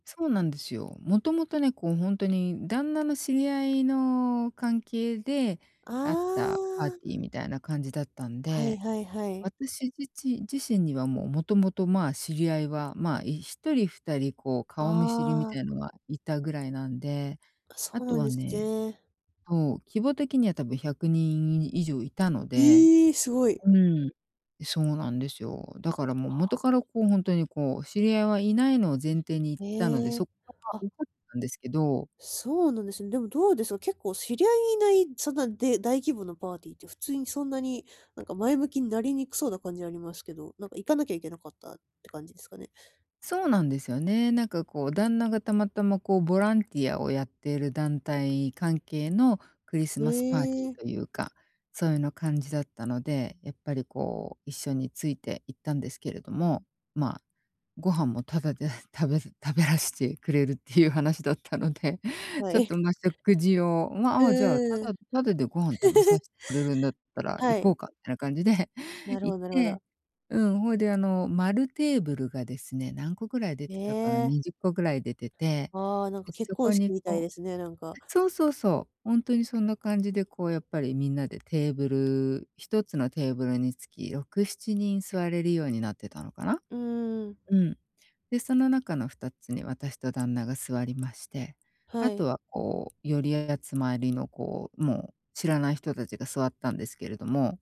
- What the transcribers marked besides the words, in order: unintelligible speech; chuckle; chuckle; other background noise
- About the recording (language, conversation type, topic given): Japanese, advice, 友だちと一緒にいるとき、社交のエネルギーが低く感じるときはどうすればよいですか？